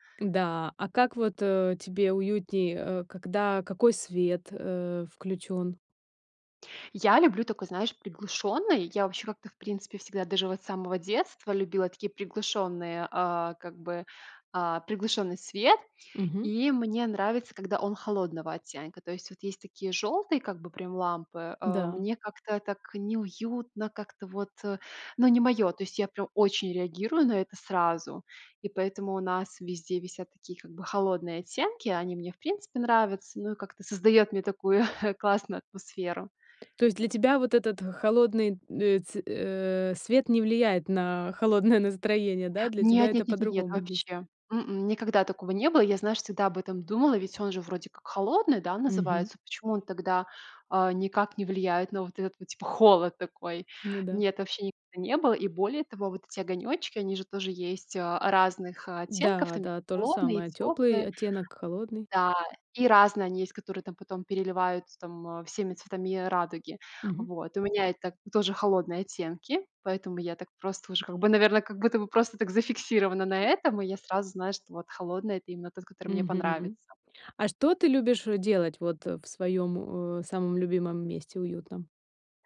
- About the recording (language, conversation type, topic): Russian, podcast, Где в доме тебе уютнее всего и почему?
- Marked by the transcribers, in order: tapping; chuckle; laughing while speaking: "холодное"; other background noise; other noise